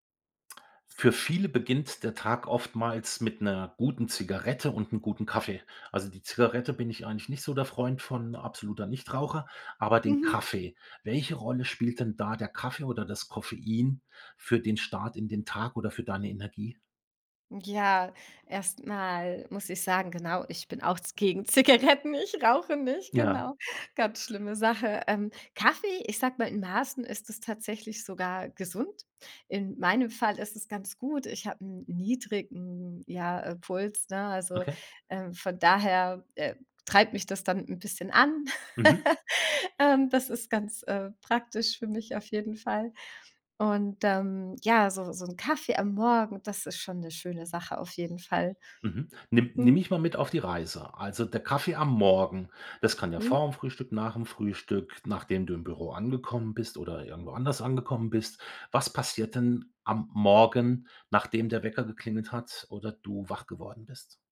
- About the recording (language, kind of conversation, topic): German, podcast, Welche Rolle spielt Koffein für deine Energie?
- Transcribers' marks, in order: laughing while speaking: "Zigaretten"; laugh